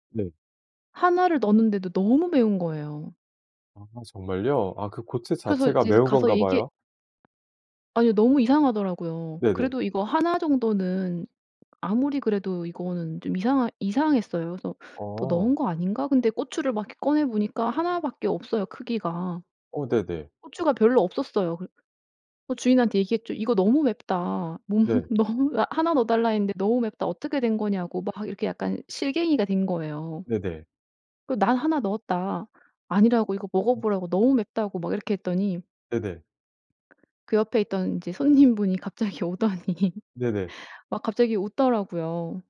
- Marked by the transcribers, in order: tapping; other background noise; laughing while speaking: "모"; laugh; laughing while speaking: "손님분이 갑자기 오더니"
- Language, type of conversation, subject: Korean, podcast, 음식 때문에 생긴 웃긴 에피소드가 있나요?
- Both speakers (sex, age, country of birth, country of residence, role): female, 55-59, South Korea, South Korea, guest; male, 40-44, South Korea, South Korea, host